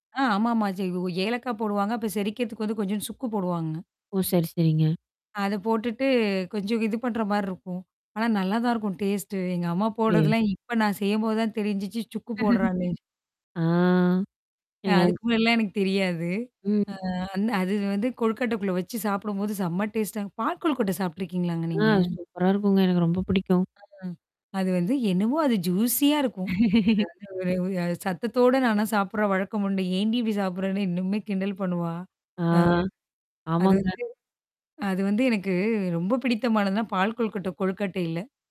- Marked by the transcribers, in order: static; drawn out: "போட்டுட்டு"; in English: "டேஸ்ட்டு"; distorted speech; chuckle; drawn out: "ஆ"; drawn out: "ம்"; drawn out: "அ"; mechanical hum; in English: "டேஸ்ட்டா"; in English: "ஜூசியா"; chuckle; drawn out: "ஆ"
- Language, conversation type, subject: Tamil, podcast, குடும்ப உணவுப் பாரம்பரியத்தை நினைத்தால் உங்களுக்கு எந்த உணவுகள் நினைவுக்கு வருகின்றன?